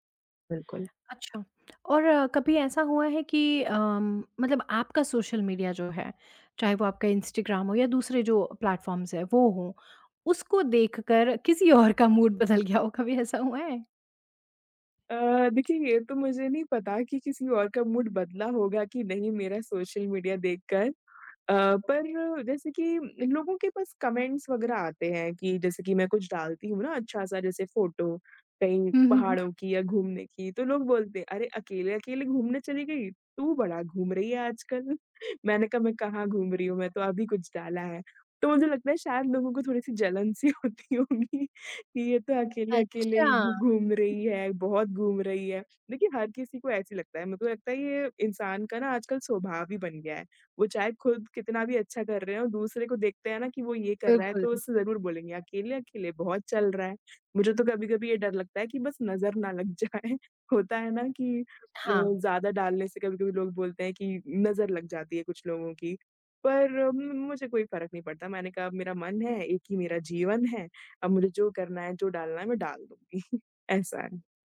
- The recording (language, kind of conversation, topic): Hindi, podcast, सोशल मीडिया देखने से आपका मूड कैसे बदलता है?
- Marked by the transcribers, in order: in English: "प्लेटफ़ॉर्म्स"; laughing while speaking: "और का मूड बदल गया हो, कभी ऐसा हुआ है?"; in English: "मूड"; tapping; in English: "मूड"; in English: "कमेंट्स"; chuckle; laughing while speaking: "होती होगी"; other background noise; other noise; laughing while speaking: "जाए"; chuckle